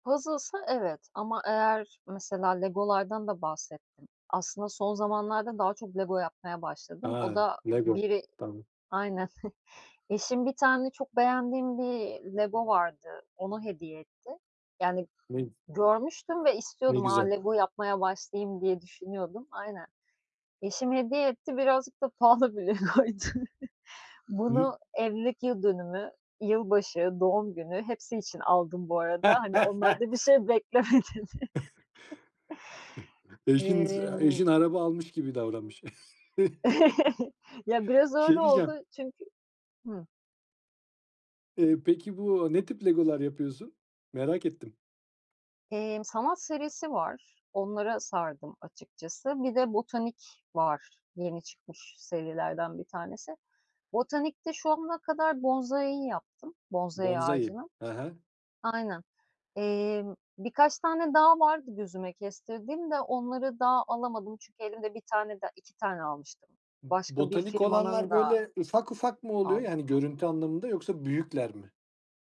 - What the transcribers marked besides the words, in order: chuckle; other background noise; laughing while speaking: "pahalı bir Lego'ydu"; laugh; chuckle; laughing while speaking: "dedi"; chuckle; in Japanese: "bonsai'yi"; in Japanese: "bonsai"; in Japanese: "Bonsai"
- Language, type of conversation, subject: Turkish, podcast, Bu hobiyi nasıl ve nerede keşfettin?